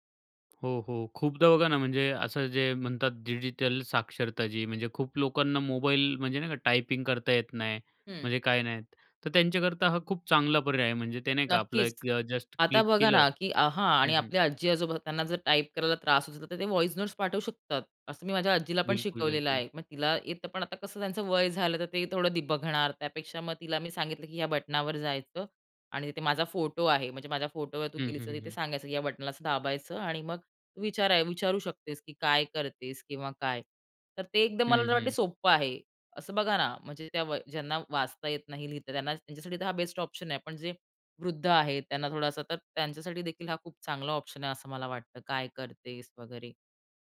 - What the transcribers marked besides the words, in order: tapping; in English: "व्हॉईस नोट्स"
- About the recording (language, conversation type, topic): Marathi, podcast, व्हॉइस नोट्स कधी पाठवता आणि कधी टाईप करता?